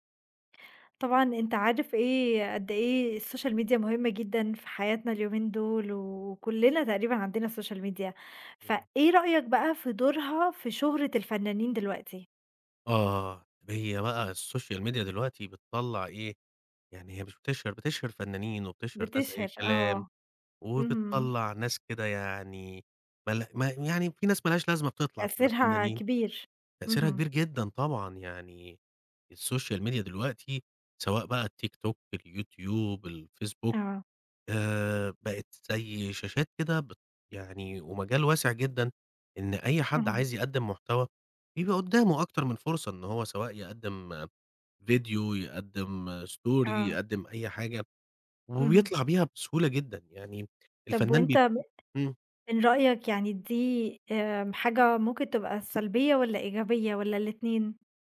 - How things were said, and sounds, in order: in English: "الSocial Media"; in English: "الSocial Media"; in English: "الSocial Media"; in English: "الSocial Media"; in English: "story"
- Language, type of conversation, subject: Arabic, podcast, إيه دور السوشال ميديا في شهرة الفنانين من وجهة نظرك؟